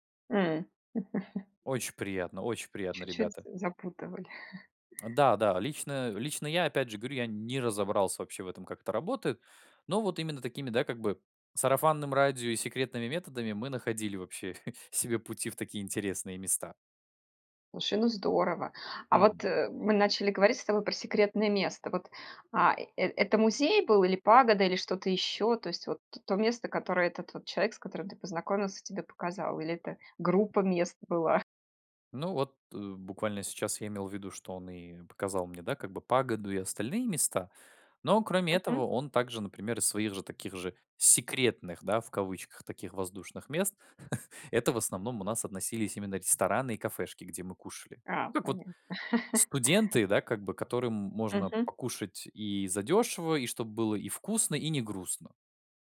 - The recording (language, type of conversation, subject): Russian, podcast, Расскажи о человеке, который показал тебе скрытое место?
- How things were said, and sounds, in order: laugh; chuckle; tapping; chuckle; stressed: "секретных"; chuckle; chuckle